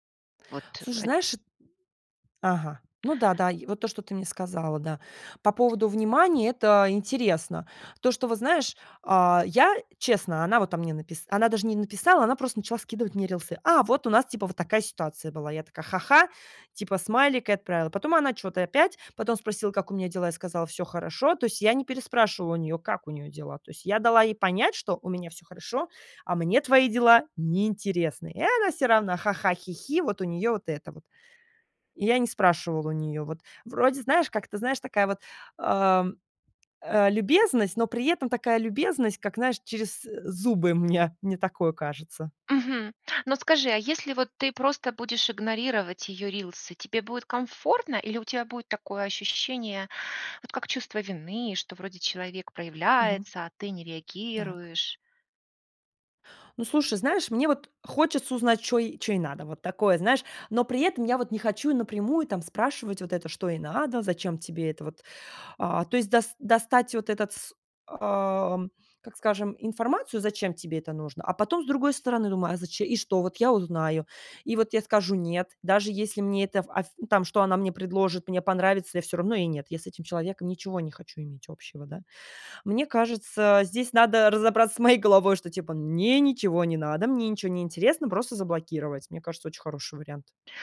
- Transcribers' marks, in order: tapping; laughing while speaking: "моей"
- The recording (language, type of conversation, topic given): Russian, advice, Как реагировать, если бывший друг навязывает общение?